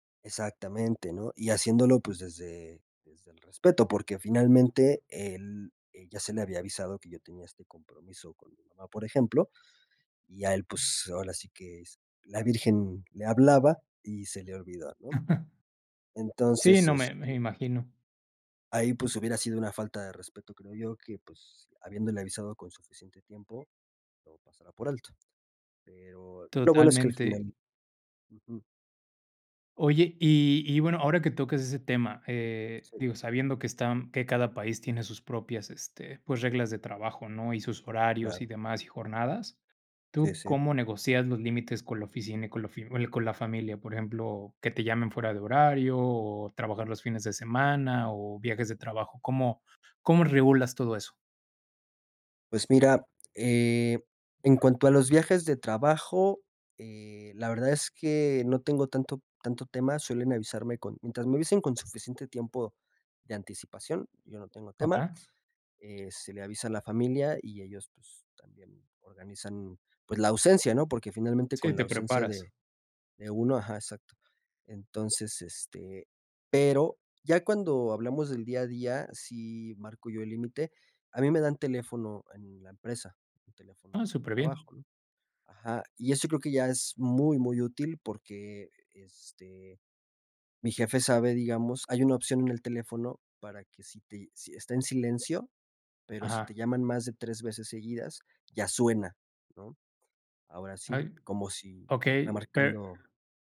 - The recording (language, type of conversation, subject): Spanish, podcast, ¿Cómo priorizas tu tiempo entre el trabajo y la familia?
- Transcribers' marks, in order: chuckle